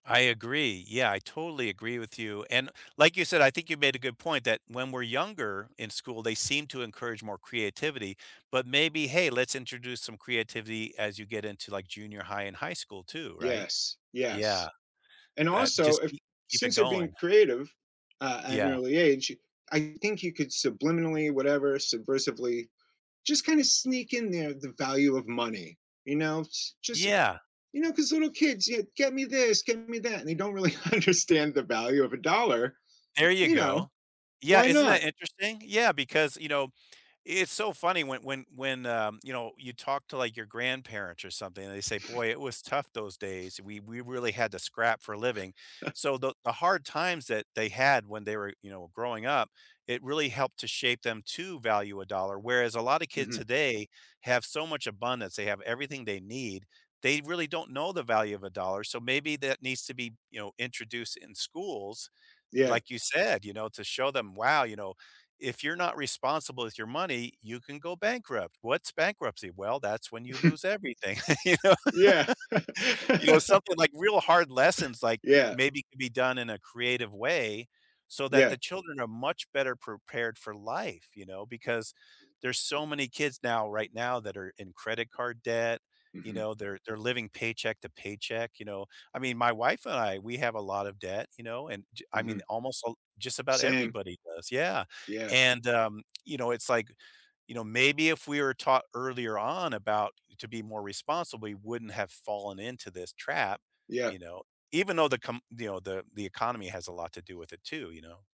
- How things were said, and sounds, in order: laughing while speaking: "understand"; chuckle; laughing while speaking: "you know"; chuckle; tapping
- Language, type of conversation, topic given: English, unstructured, How have facts, practice, and creativity shaped you, and how should schools balance them today?